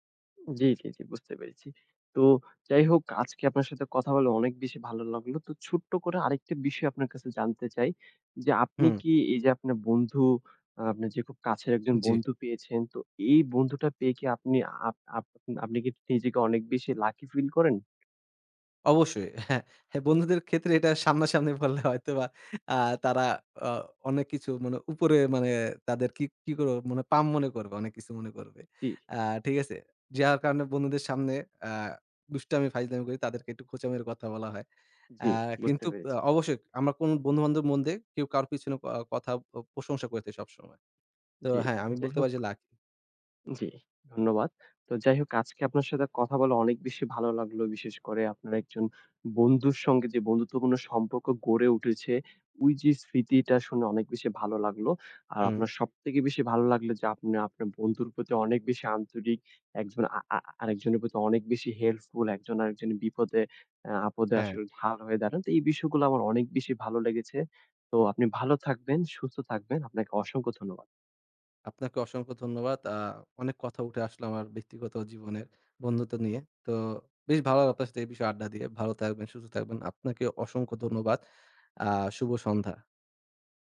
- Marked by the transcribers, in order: other background noise; scoff; laughing while speaking: "সামনাসামনি বললে হয়তোবা"; tapping
- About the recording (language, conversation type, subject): Bengali, podcast, কোনো স্থানীয় বন্ধুর সঙ্গে আপনি কীভাবে বন্ধুত্ব গড়ে তুলেছিলেন?